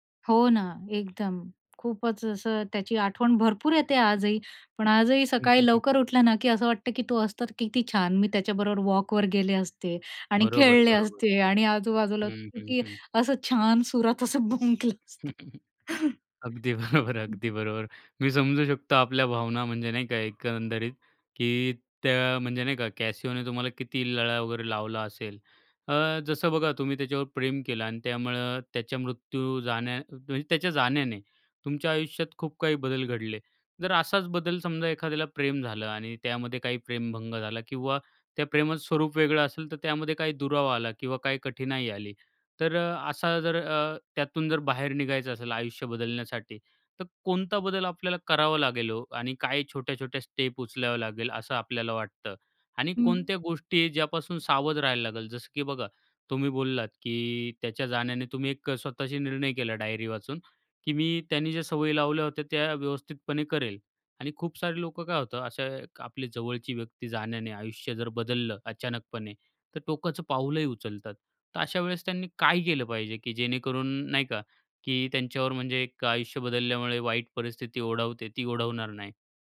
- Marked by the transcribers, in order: in English: "वॉकवर"; chuckle; laughing while speaking: "असं भुंकलं असता"; other background noise; in English: "स्टेप"; in English: "डायरी"
- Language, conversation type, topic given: Marathi, podcast, प्रेमामुळे कधी तुमचं आयुष्य बदललं का?